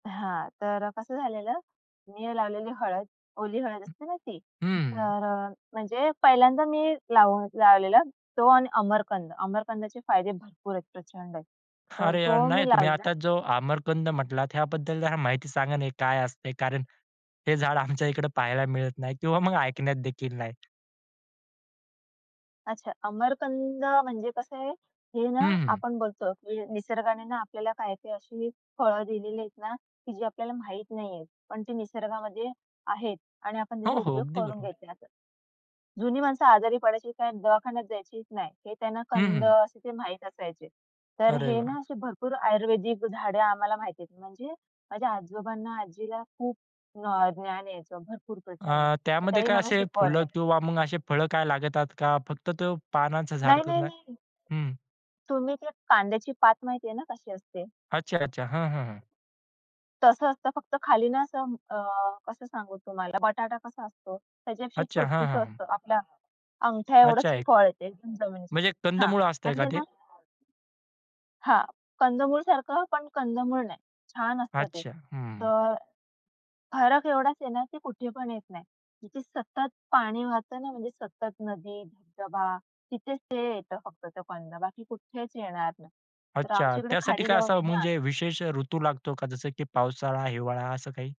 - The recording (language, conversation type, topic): Marathi, podcast, प्रत्येक ऋतूमध्ये झाडांमध्ये कोणते बदल दिसतात?
- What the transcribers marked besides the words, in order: horn; other background noise; laughing while speaking: "आमच्या"; laughing while speaking: "किंवा मग"; tapping; background speech; stressed: "कुठेच"